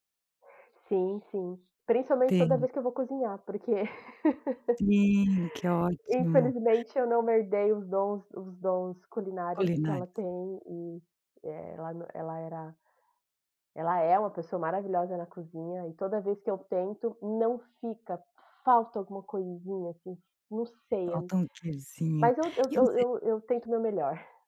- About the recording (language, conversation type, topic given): Portuguese, podcast, Que prato traz mais lembranças da sua infância?
- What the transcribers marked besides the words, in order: other background noise; laugh